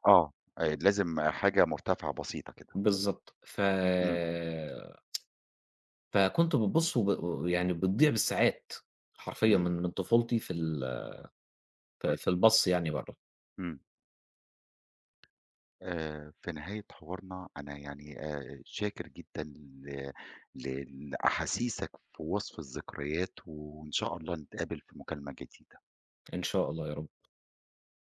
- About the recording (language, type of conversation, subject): Arabic, podcast, ايه العادات الصغيرة اللي بتعملوها وبتخلي البيت دافي؟
- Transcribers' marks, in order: tapping